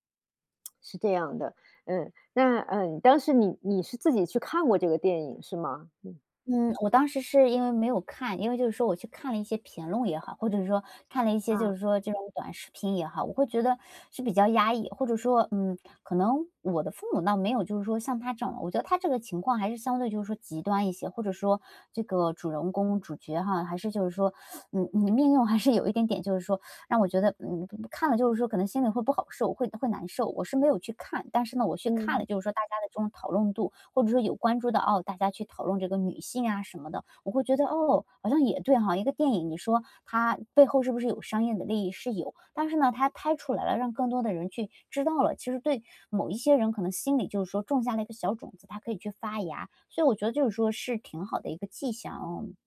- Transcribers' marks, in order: tsk; teeth sucking; laughing while speaking: "还是有"; teeth sucking
- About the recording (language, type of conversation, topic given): Chinese, podcast, 电影能改变社会观念吗？